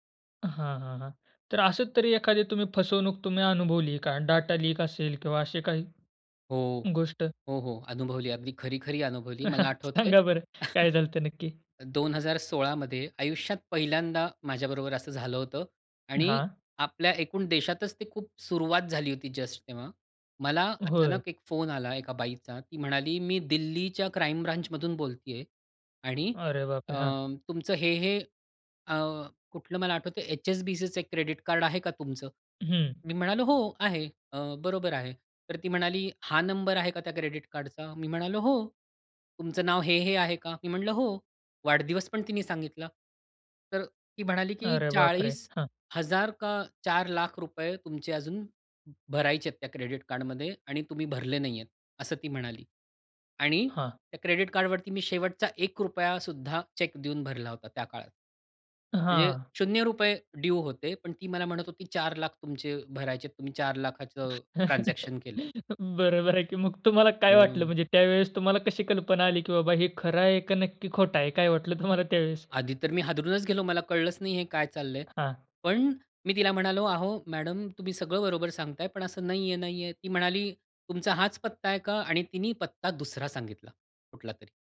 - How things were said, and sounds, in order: in English: "डाटा लीक"; chuckle; in English: "जस्ट"; in English: "क्राईम ब्रांचमधून"; in English: "क्रेडिट"; in English: "क्रेडिट"; in English: "क्रेडिट"; in English: "क्रेडिट"; tapping; in English: "चेक"; in English: "ड्यू"; in English: "ट्रान्झॅक्शन"; laugh; laughing while speaking: "बरोबर आहे की. मग तुम्हाला … वाटलं तुम्हाला त्यावेळेस?"
- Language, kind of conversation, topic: Marathi, podcast, ऑनलाइन गोपनीयता जपण्यासाठी तुम्ही काय करता?